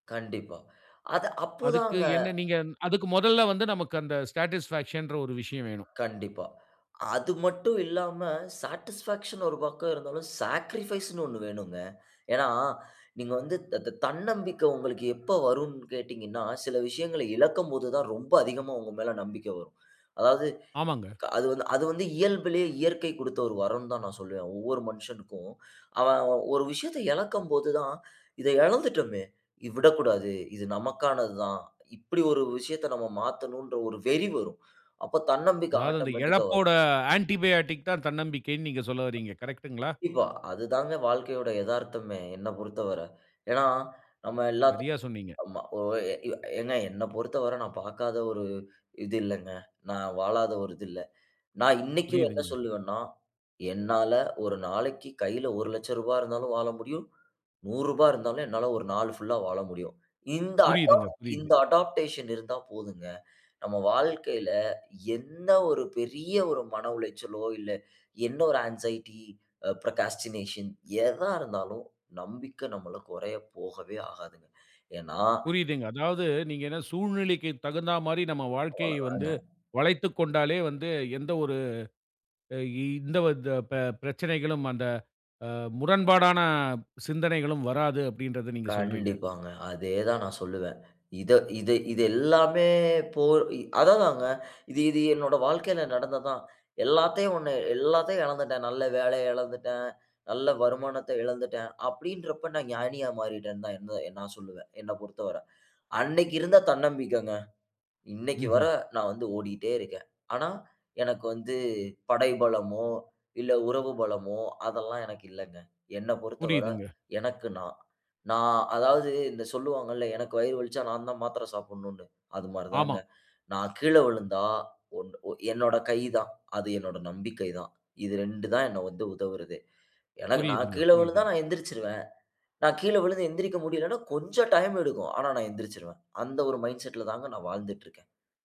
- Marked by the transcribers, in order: inhale; in English: "ஸாடிஸ்ஃபாக்சன்"; other background noise; in English: "சாடிஸ்ஃபாக்சன்"; in English: "சாக்ரிஃபைஸ்"; inhale; inhale; inhale; inhale; inhale; in English: "ஆட்டோமேட்டிக்"; in English: "ஆன்டிபையாட்டிக்"; other noise; inhale; inhale; in English: "அடாப்"; in English: "அடாப்டேஷன்"; inhale; in English: "ஆன்ஸைட்டி ப்ரோகாஸ்டினேஷன்"; breath; drawn out: "கண்டிப்பாங்க"; inhale; inhale; "கீழே" said as "கீழ"; inhale; in English: "மைண்ட்செட்"
- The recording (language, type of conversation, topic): Tamil, podcast, தன்னம்பிக்கை குறையும்போது நீங்கள் என்ன செய்கிறீர்கள்?